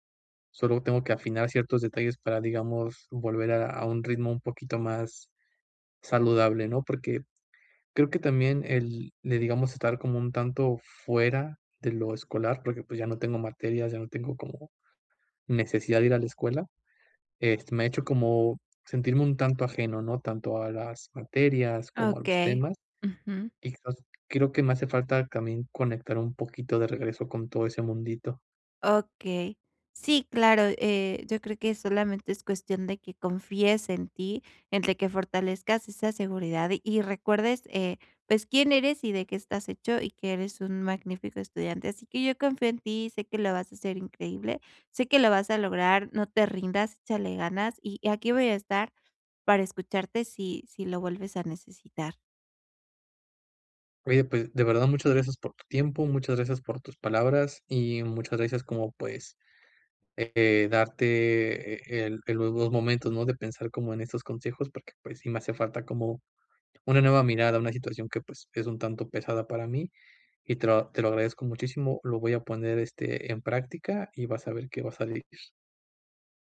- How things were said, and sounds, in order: none
- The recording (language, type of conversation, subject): Spanish, advice, ¿Cómo puedo dejar de castigarme tanto por mis errores y evitar que la autocrítica frene mi progreso?